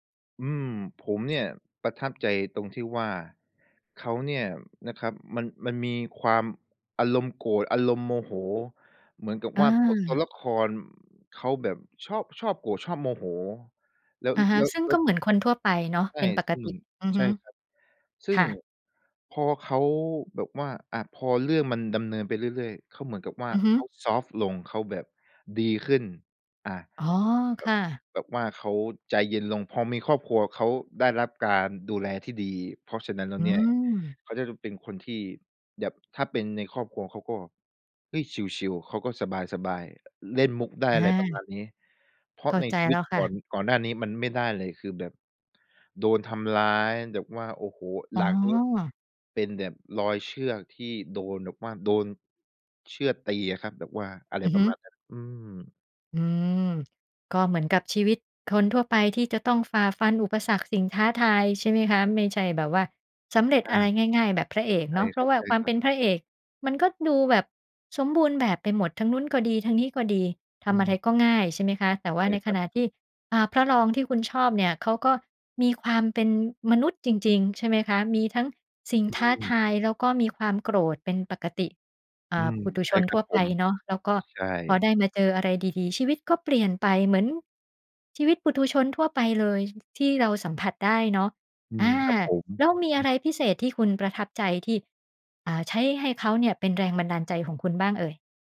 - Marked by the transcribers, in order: other background noise
- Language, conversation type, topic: Thai, podcast, มีตัวละครตัวไหนที่คุณใช้เป็นแรงบันดาลใจบ้าง เล่าให้ฟังได้ไหม?